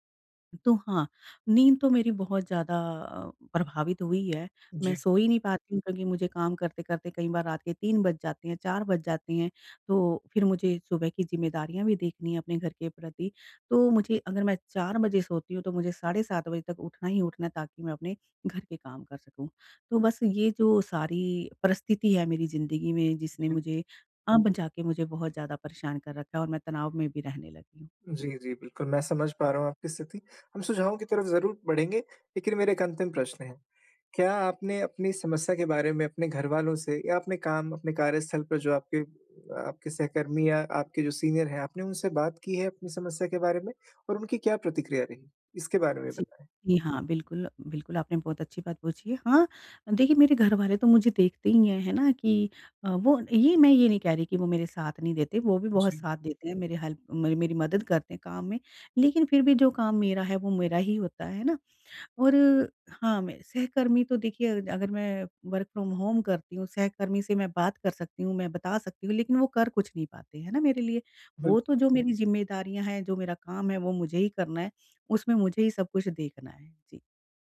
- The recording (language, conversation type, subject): Hindi, advice, मैं कैसे तय करूँ कि मुझे मदद की ज़रूरत है—यह थकान है या बर्नआउट?
- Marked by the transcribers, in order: in English: "सीनियर"; in English: "हेल्प"; in English: "वर्क फ़्रॉम-होम"